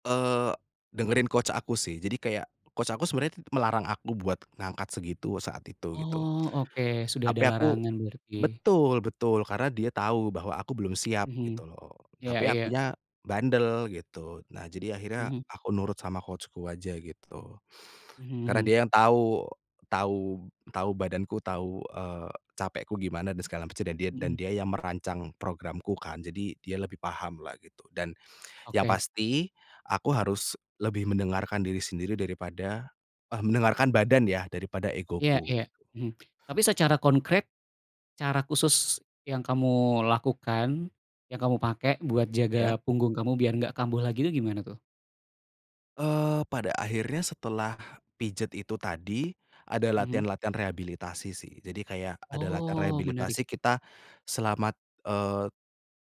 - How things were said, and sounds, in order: in English: "coach"; in English: "coach-ku"; other background noise
- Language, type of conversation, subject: Indonesian, podcast, Pernahkah kamu mengabaikan sinyal dari tubuhmu lalu menyesal?